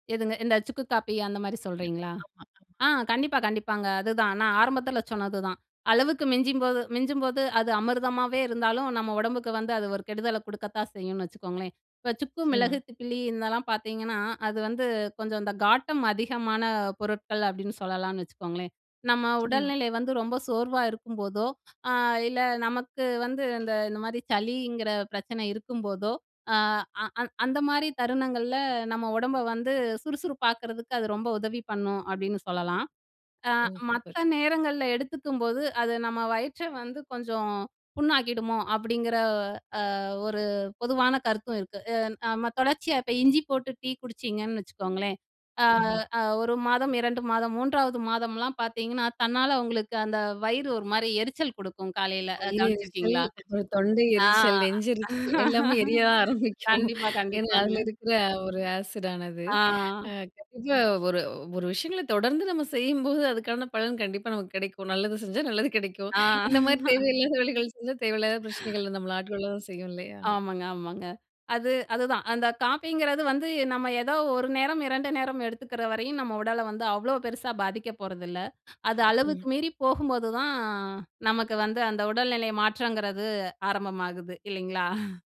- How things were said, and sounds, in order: other noise; tapping; other background noise; laughing while speaking: "நெஞ்செரிச்சல் எல்லாமே எரியத்தான் ஆரம்பிக்கும். ஏன்னா அதுல இருக்குற ஒரு ஆசிடானது"; laughing while speaking: "கவனிச்சிருக்கீங்களா? ஆ. கண்டிப்பா, கண்டிப்பாங்க"; drawn out: "ஆ"; laughing while speaking: "நல்லது செஞ்சா நல்லது கெடைக்கும்"; chuckle; chuckle
- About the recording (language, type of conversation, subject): Tamil, podcast, நீங்கள் தினசரி அட்டவணையில் காபி குடிக்கும் நேரத்தை எப்படிச் சரியாக ஒழுங்குபடுத்துகிறீர்கள்?